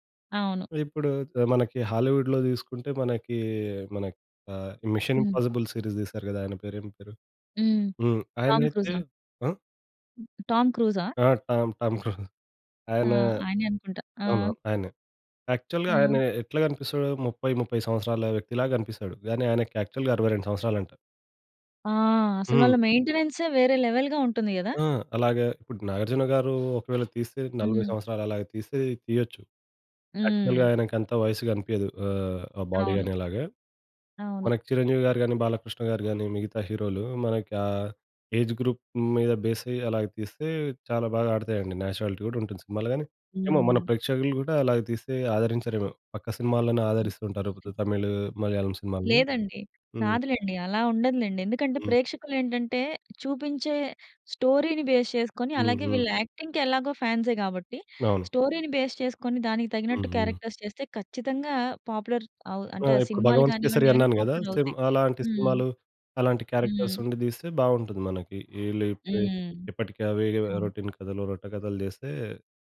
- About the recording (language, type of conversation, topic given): Telugu, podcast, ట్రైలర్‌లో స్పాయిలర్లు లేకుండా సినిమాకథను ఎంతవరకు చూపించడం సరైనదని మీరు భావిస్తారు?
- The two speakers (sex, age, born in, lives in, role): female, 30-34, India, India, host; male, 25-29, India, India, guest
- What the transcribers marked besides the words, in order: in English: "సీరీస్"; chuckle; in English: "యాక్చువల్‌గా"; in English: "యాక్చువల్‌గా"; in English: "లెవెల్‌గా"; tapping; in English: "యాక్చువల్‌గా"; in English: "బాడీ"; in English: "ఏజ్ గ్రూప్"; in English: "నేచురాలిటీ"; other background noise; in English: "స్టోరీని బేస్"; in English: "యాక్టింగ్‌కి"; in English: "స్టోరీ‌ని బేస్"; in English: "క్యారెక్టర్స్"; in English: "పాపులర్"; in English: "సేమ్"; in English: "క్యారెక్టర్స్"; in English: "రోటీన్"